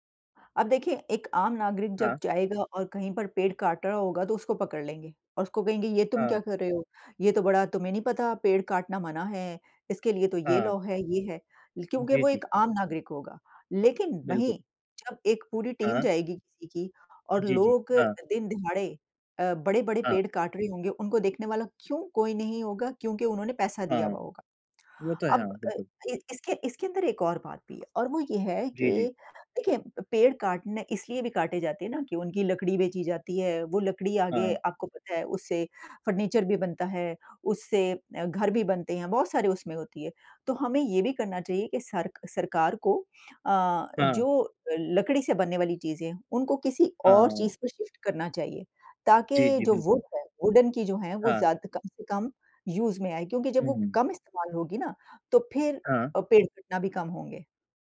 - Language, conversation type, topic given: Hindi, unstructured, पेड़ों की कटाई से हमें क्या नुकसान होता है?
- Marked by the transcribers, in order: in English: "लॉ"; in English: "टीम"; in English: "फर्नीचर"; in English: "शिफ्ट"; in English: "वुड"; in English: "वुडन"; in English: "यूज़"